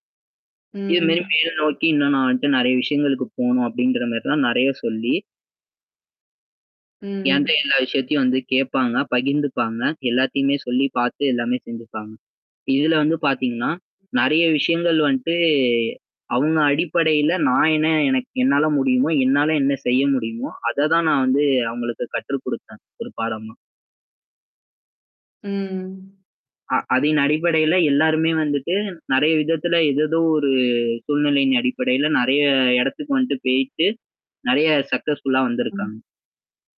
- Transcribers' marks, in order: static; "மாரி" said as "மேரி"; "வந்துட்டு" said as "வண்ட்டு"; "அதன்" said as "அதின்"; in English: "சக்ஸஸ்ஃபுல்லா"; distorted speech
- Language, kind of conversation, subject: Tamil, podcast, ஒரு செயலில் முன்னேற்றம் அடைய ஒரு வழிகாட்டி எப்படிப் உதவலாம்?